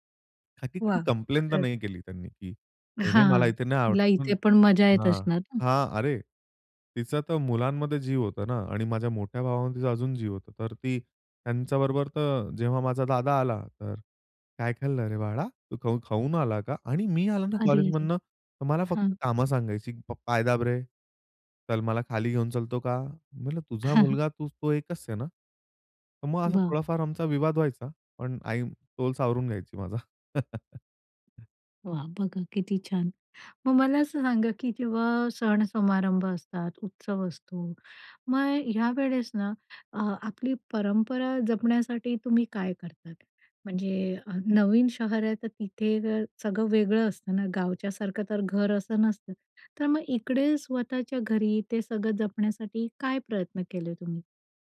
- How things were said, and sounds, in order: in English: "कंप्लेन"; laugh; in Hindi: "विवाद"; laugh
- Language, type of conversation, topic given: Marathi, podcast, परदेशात किंवा शहरात स्थलांतर केल्याने तुमच्या कुटुंबात कोणते बदल झाले?